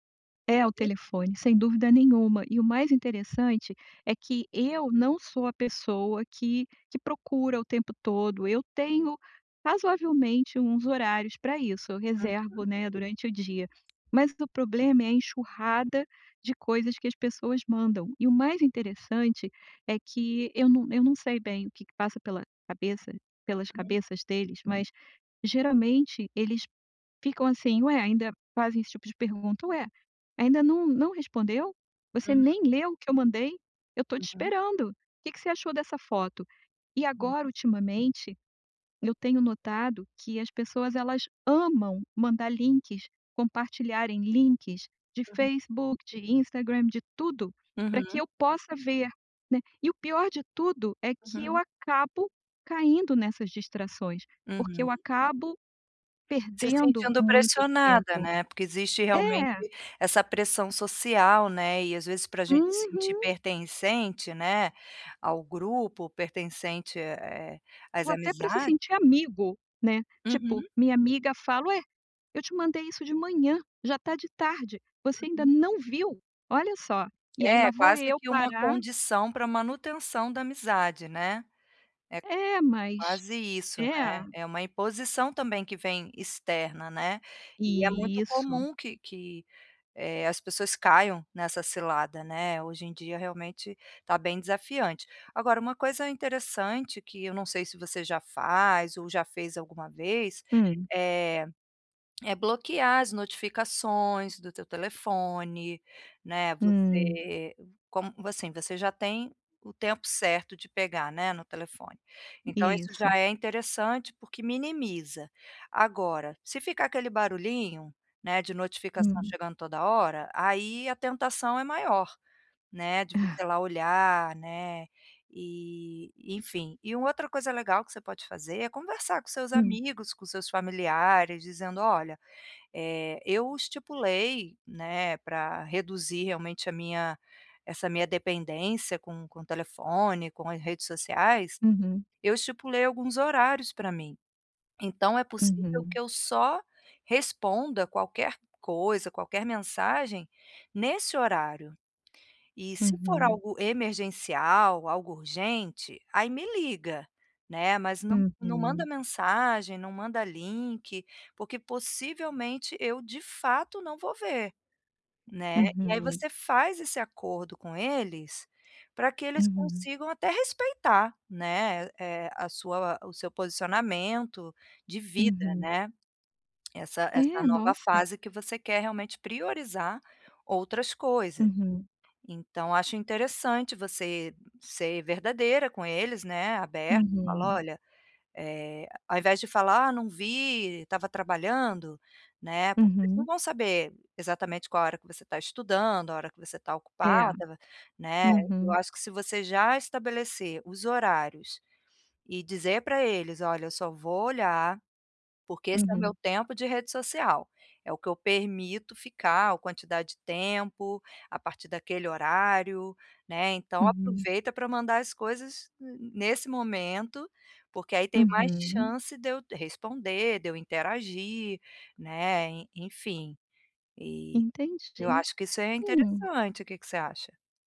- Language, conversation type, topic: Portuguese, advice, Como posso reduzir as distrações e melhorar o ambiente para trabalhar ou estudar?
- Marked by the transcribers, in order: unintelligible speech; tapping; unintelligible speech; put-on voice: "Facebook"; put-on voice: "Instagram"; other background noise